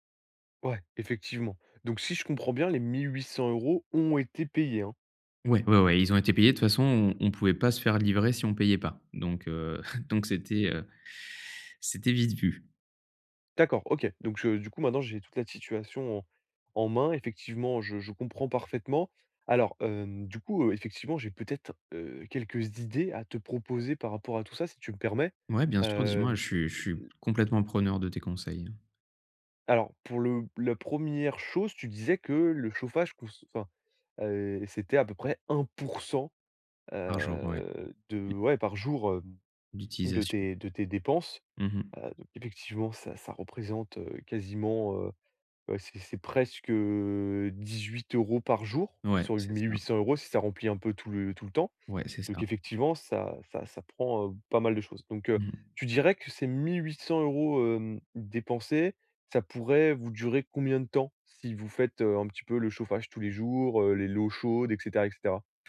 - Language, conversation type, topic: French, advice, Comment gérer une dépense imprévue sans sacrifier l’essentiel ?
- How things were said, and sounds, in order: chuckle; "coûte" said as "coûsse"; drawn out: "heu"